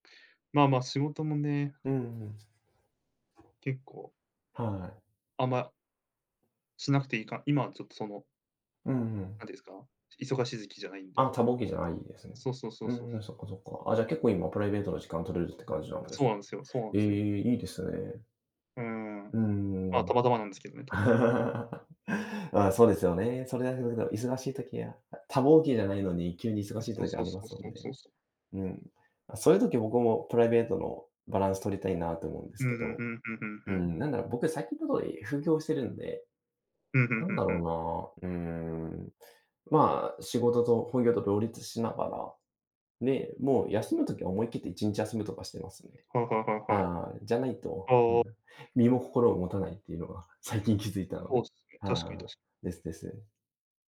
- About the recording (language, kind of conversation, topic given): Japanese, unstructured, 仕事とプライベートの時間は、どちらを優先しますか？
- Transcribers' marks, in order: chuckle; unintelligible speech; unintelligible speech